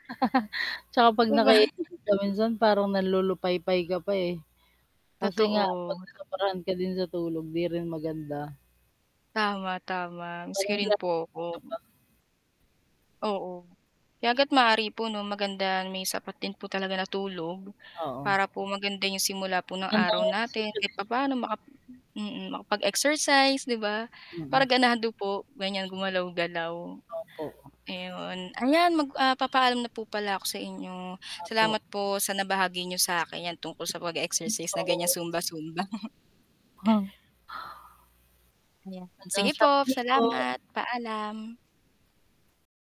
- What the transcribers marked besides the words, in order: static; laugh; laughing while speaking: "'Di ba"; distorted speech; other background noise; unintelligible speech; chuckle
- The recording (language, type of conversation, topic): Filipino, unstructured, Ano ang mga pagbabagong napapansin mo kapag regular kang nag-eehersisyo?